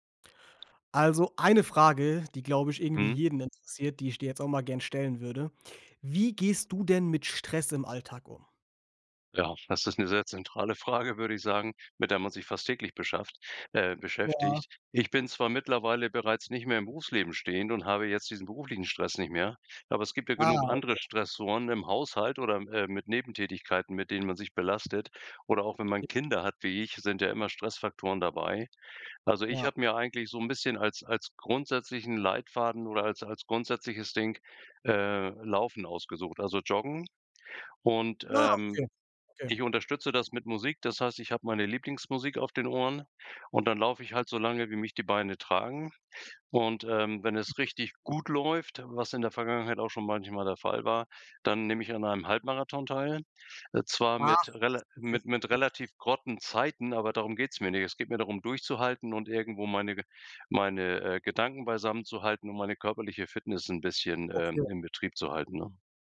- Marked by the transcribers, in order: unintelligible speech; unintelligible speech
- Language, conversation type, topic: German, podcast, Wie gehst du mit Stress im Alltag um?